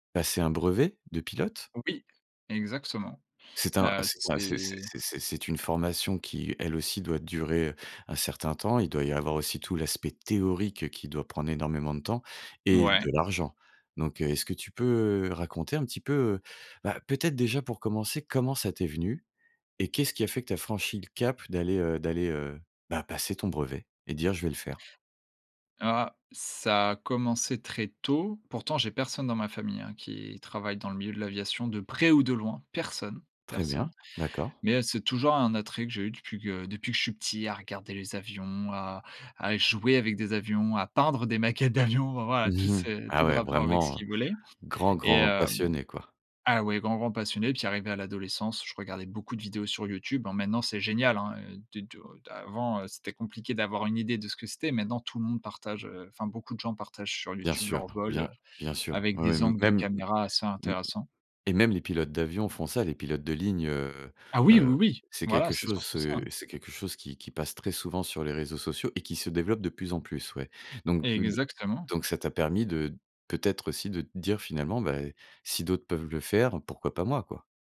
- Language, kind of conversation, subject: French, podcast, Parle-moi d’un loisir qui te rend vraiment heureux ?
- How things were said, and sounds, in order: other background noise; tapping; laughing while speaking: "peindre des maquettes d'avion"; chuckle